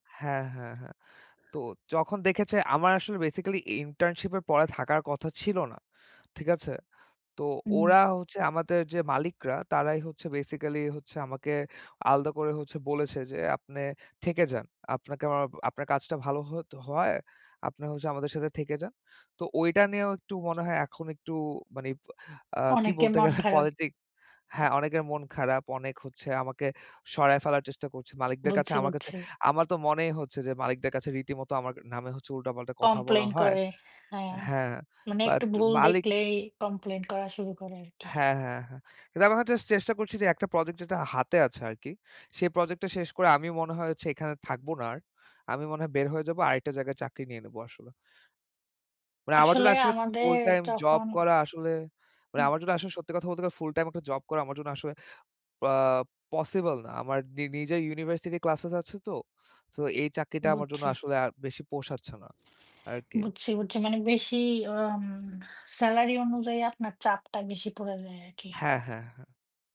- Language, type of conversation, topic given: Bengali, unstructured, আপনার কাজের পরিবেশ কেমন লাগে?
- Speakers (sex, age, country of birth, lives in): female, 25-29, United States, United States; male, 25-29, Bangladesh, Bangladesh
- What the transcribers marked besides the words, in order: "আপনি" said as "আপনে"; "আপনি" said as "আপনে"; scoff; other noise